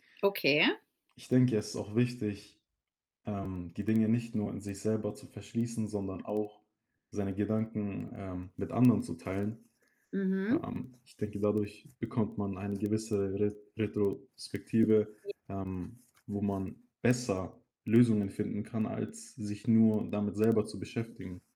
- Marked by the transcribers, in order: static; distorted speech; other background noise
- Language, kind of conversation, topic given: German, unstructured, Wie gehst du mit Versagen um?